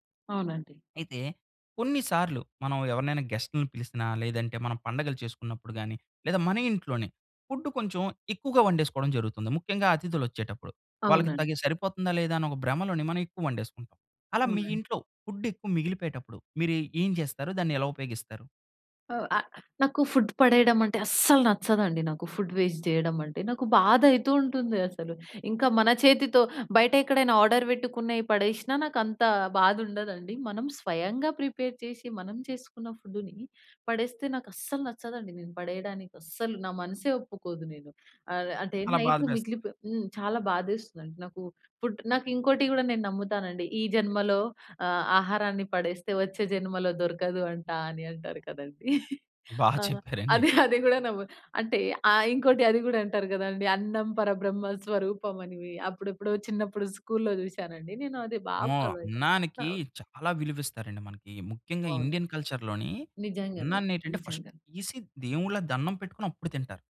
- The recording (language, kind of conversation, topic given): Telugu, podcast, మిగిలిన ఆహారాన్ని మీరు ఎలా ఉపయోగిస్తారు?
- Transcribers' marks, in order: in English: "ఫుడ్"; in English: "ఫుడ్ వేస్ట్"; in English: "ఆర్డర్"; in English: "ప్రిపేర్"; in English: "ఫుడ్"; laughing while speaking: "ఆహ్, అది అది కూడా నమ్ము"; laughing while speaking: "బా చెప్పారండి"; in English: "ఫాలో"; in English: "ఇండియన్ కల్చర్‌లోని"; in English: "ఫస్ట్"